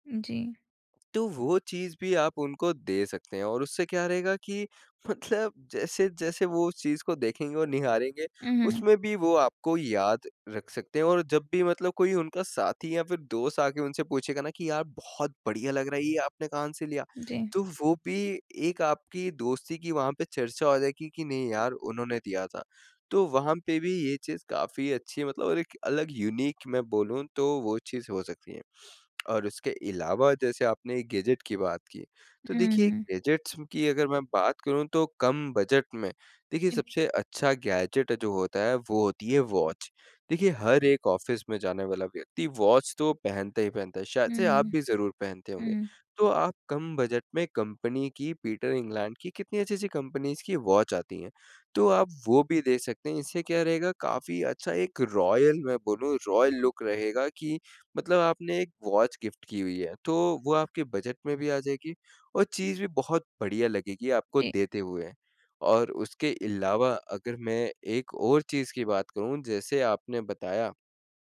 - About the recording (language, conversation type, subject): Hindi, advice, मैं किसी के लिए उपयुक्त और खास उपहार कैसे चुनूँ?
- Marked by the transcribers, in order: laughing while speaking: "मतलब"; in English: "यूनिक"; tongue click; in English: "गैज़ेट"; in English: "गैजेट्स"; unintelligible speech; in English: "गैज़ेट"; in English: "वॉच"; in English: "ऑफ़िस"; in English: "वॉच"; in English: "कंपनीज़"; in English: "वॉच"; in English: "रॉयल"; in English: "रॉयल लुक"; in English: "वॉच गिफ्ट"